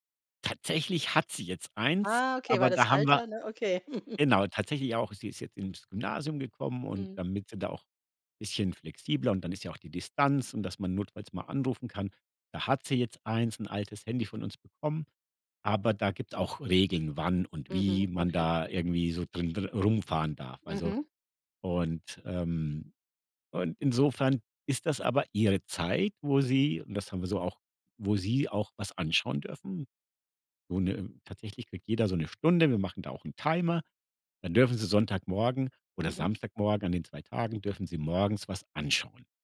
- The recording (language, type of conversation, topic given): German, podcast, Wie beginnt bei euch typischerweise ein Sonntagmorgen?
- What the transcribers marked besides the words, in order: chuckle